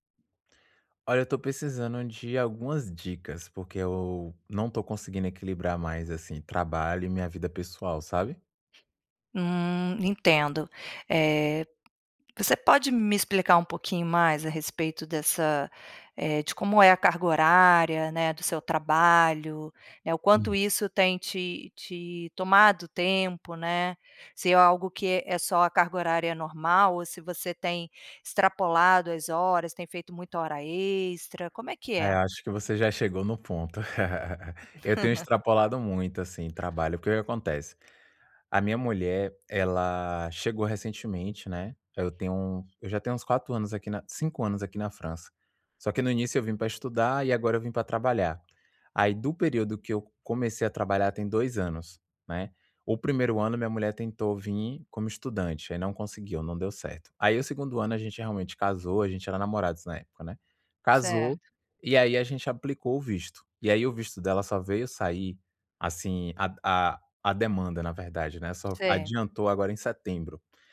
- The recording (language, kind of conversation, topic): Portuguese, advice, Como posso equilibrar o trabalho na minha startup e a vida pessoal sem me sobrecarregar?
- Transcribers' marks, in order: tapping; chuckle; laugh